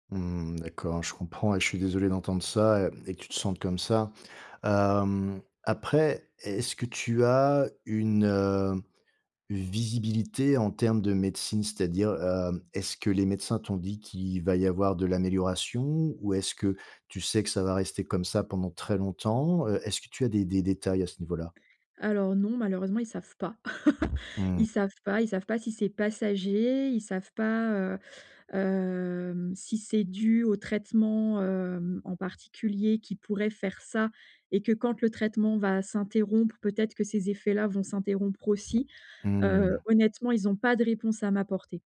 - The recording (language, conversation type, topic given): French, advice, Dire ses besoins sans honte
- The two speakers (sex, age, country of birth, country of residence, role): female, 45-49, France, France, user; male, 50-54, France, France, advisor
- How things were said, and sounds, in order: laugh; drawn out: "hem"